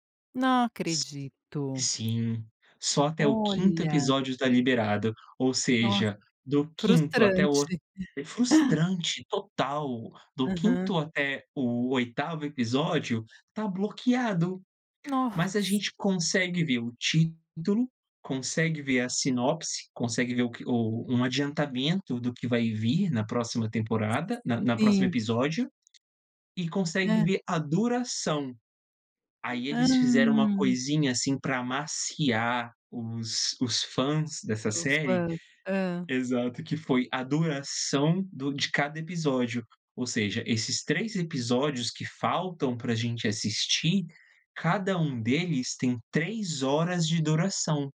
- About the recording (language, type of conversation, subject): Portuguese, podcast, O que te ajuda a desconectar do celular no fim do dia?
- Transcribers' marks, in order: other noise; tapping